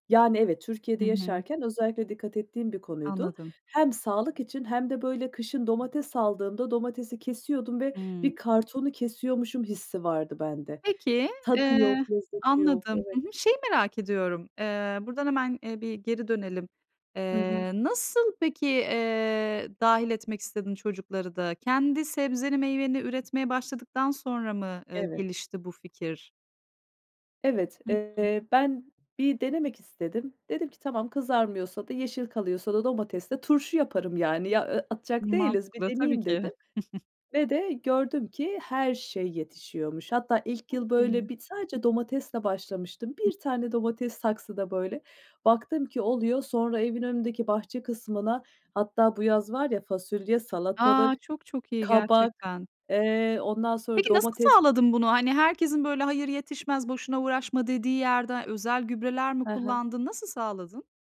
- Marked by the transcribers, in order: giggle; tapping; unintelligible speech
- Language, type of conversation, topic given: Turkish, podcast, Bir bahçeyle ilgilenmek sana hangi sorumlulukları öğretti?